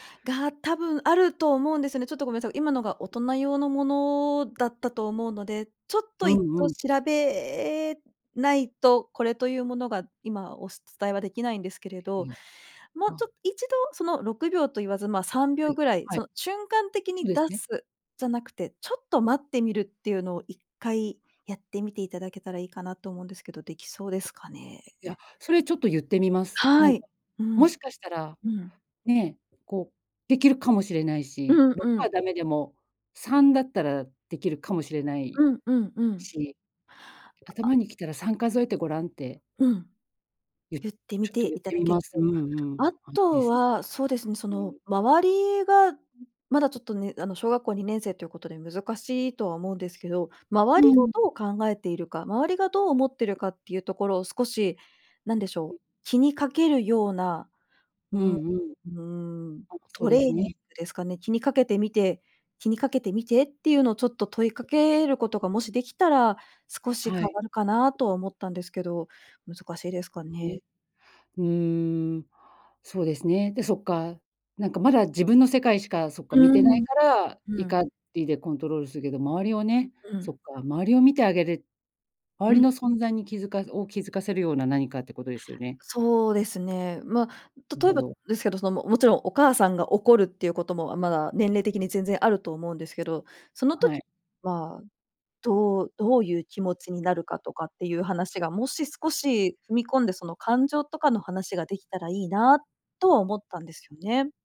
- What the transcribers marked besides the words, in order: unintelligible speech
- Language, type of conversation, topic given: Japanese, advice, 感情をため込んで突然爆発する怒りのパターンについて、どのような特徴がありますか？